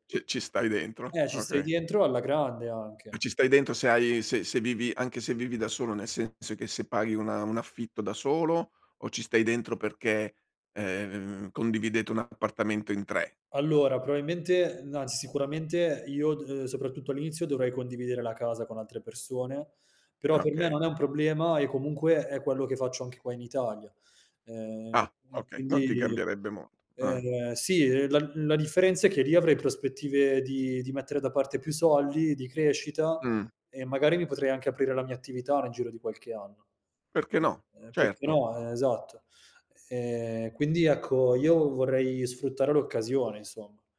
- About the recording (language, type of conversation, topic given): Italian, podcast, Quando hai lasciato qualcosa di sicuro per provare a ricominciare altrove?
- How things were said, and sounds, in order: "dentro" said as "dientro"; "probabilmente" said as "probabimente"; other background noise